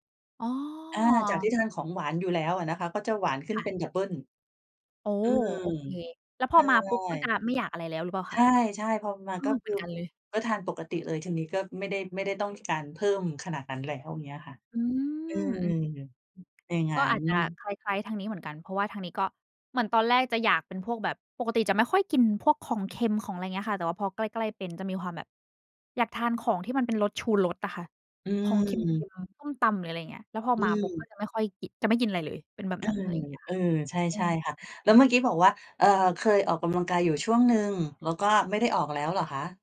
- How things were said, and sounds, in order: drawn out: "อ๋อ"; drawn out: "อืม"; other background noise
- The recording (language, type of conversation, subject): Thai, unstructured, คุณคิดว่าการออกกำลังกายช่วยเปลี่ยนแปลงชีวิตคุณอย่างไร?